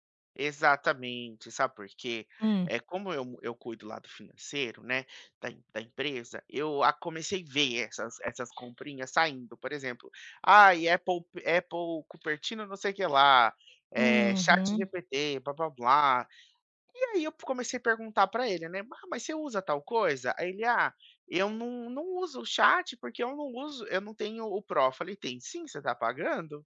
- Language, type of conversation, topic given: Portuguese, advice, Como lidar com assinaturas acumuladas e confusas que drenan seu dinheiro?
- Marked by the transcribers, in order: tapping; other background noise